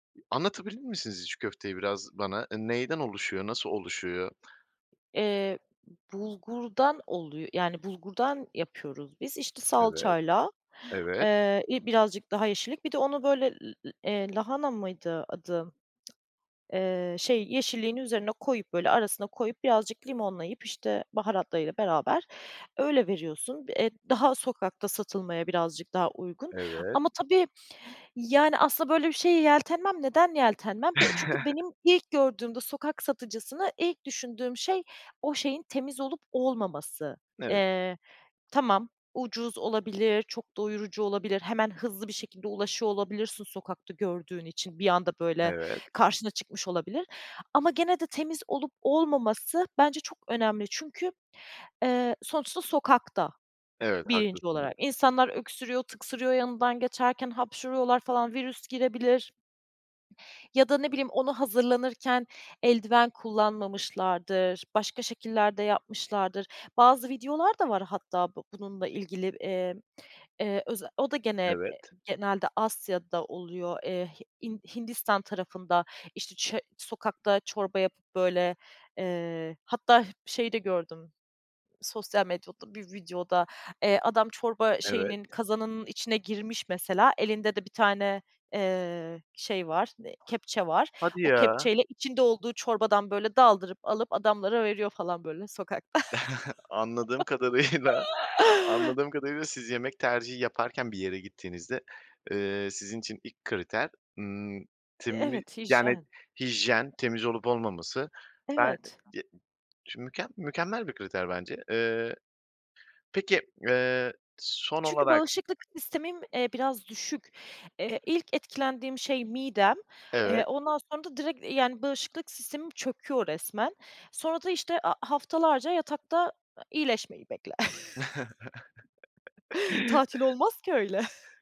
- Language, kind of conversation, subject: Turkish, podcast, Sokak yemekleri neden popüler ve bu konuda ne düşünüyorsun?
- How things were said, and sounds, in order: other background noise; chuckle; chuckle; laughing while speaking: "kadarıyla"; laugh; unintelligible speech; chuckle